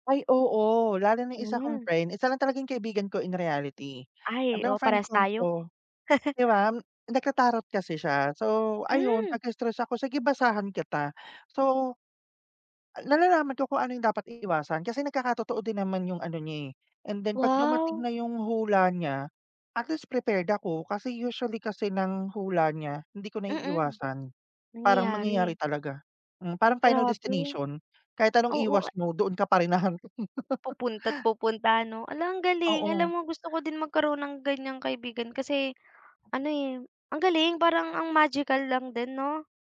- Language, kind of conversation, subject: Filipino, unstructured, Ano ang ginagawa mo kapag nakakaramdam ka ng matinding pagkapagod o pag-aalala?
- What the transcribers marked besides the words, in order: chuckle; tapping; laugh